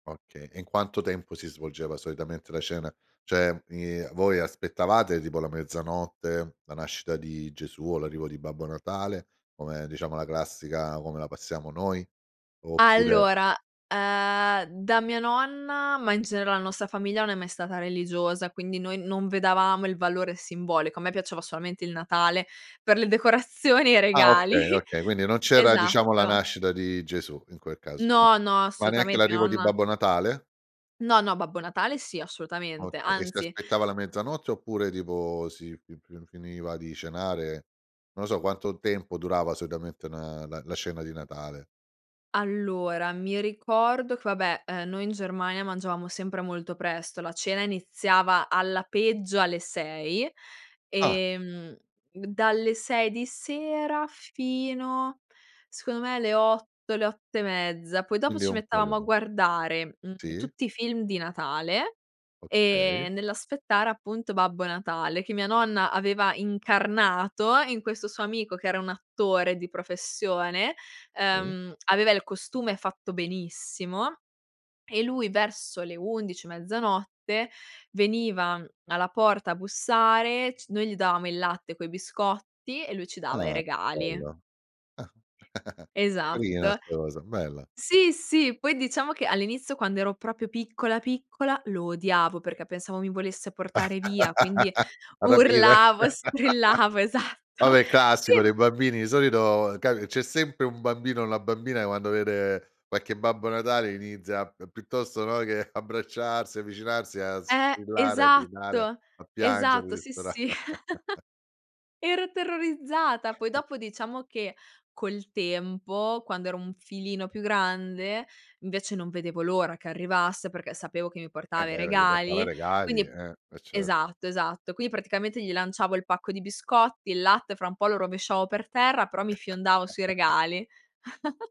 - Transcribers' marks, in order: "vedevamo" said as "vedavamo"; laughing while speaking: "decorazioni e i regali"; unintelligible speech; "mettevamo" said as "mettavamo"; chuckle; "proprio" said as "propio"; laugh; laughing while speaking: "urlavo, strillavo, esatto"; "qualche" said as "quacche"; chuckle; laugh; chuckle; "quindi" said as "quini"; laugh; giggle
- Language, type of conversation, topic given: Italian, podcast, Come festeggiate le ricorrenze tradizionali in famiglia?